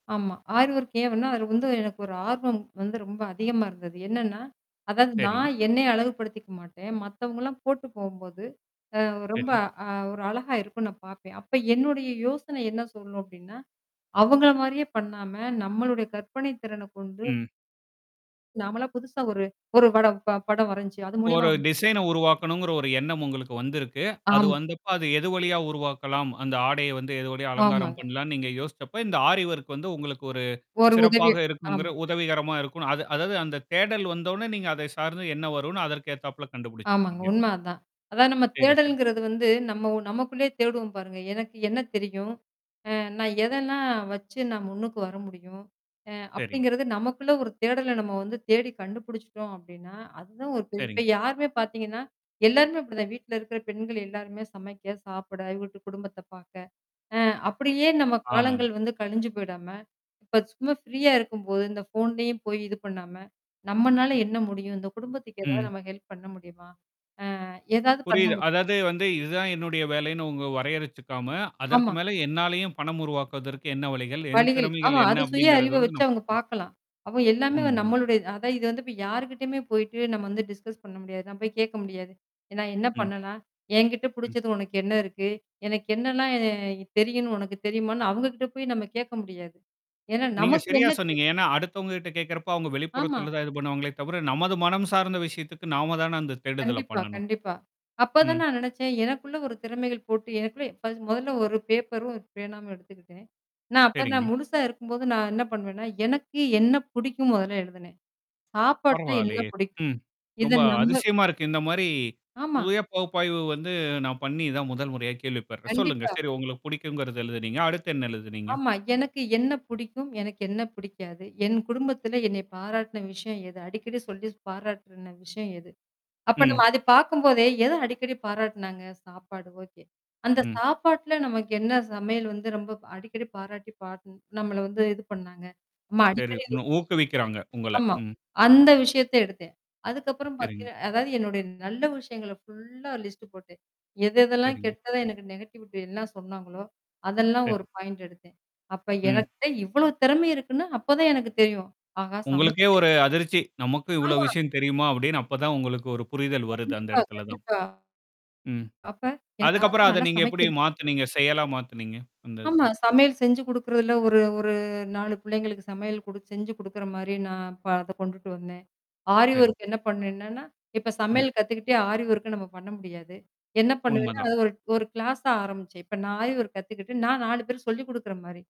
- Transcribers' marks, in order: static; in English: "ஃப்ரீயா"; in English: "ஹெல்ப்"; other background noise; in English: "டிஸ்கஸ்"; unintelligible speech; distorted speech; unintelligible speech; in English: "லிஸ்ட்"; in English: "நெகட்டிவிட்டி"; in English: "பாயிண்ட்"; tapping; in English: "கிளாஸா"
- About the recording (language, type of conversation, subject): Tamil, podcast, சுயஅறிவை வளர்க்க நாள்தோறும் செய்யக்கூடிய ஒரு எளிய செயல் என்ன?